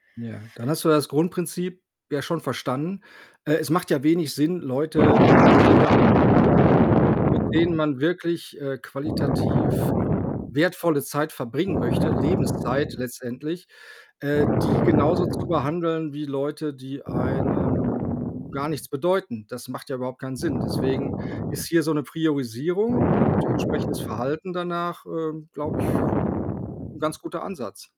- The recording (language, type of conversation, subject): German, advice, Wie kann ich Einladungen höflich ablehnen, ohne Freundschaften zu belasten?
- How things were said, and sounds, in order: other background noise; wind; distorted speech; tapping